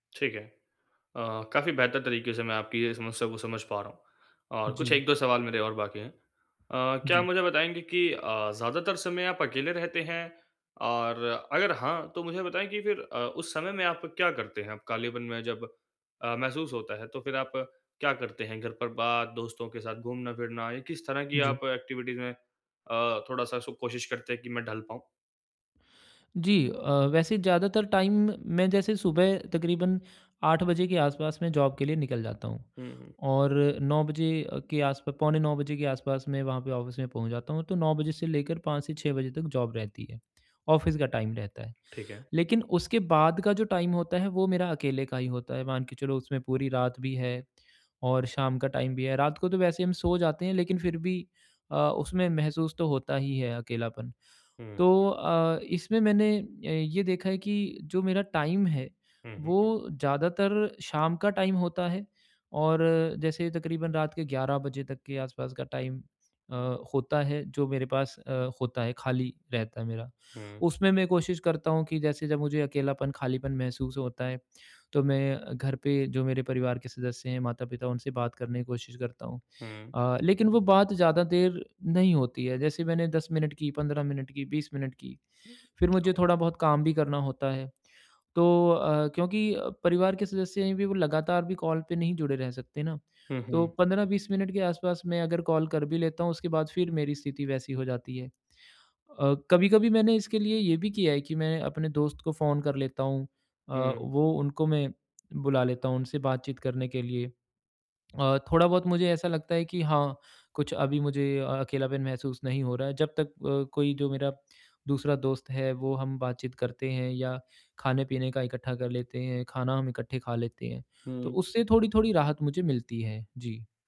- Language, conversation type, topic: Hindi, advice, मैं भावनात्मक रिक्तता और अकेलपन से कैसे निपटूँ?
- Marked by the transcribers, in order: in English: "एक्टिविटीज"; in English: "टाइम"; in English: "जॉब"; in English: "ऑफिस"; in English: "जॉब"; in English: "ऑफिस"; in English: "टाइम"; in English: "टाइम"; in English: "टाइम"; in English: "टाइम"; in English: "टाइम"; in English: "टाइम"; tapping; unintelligible speech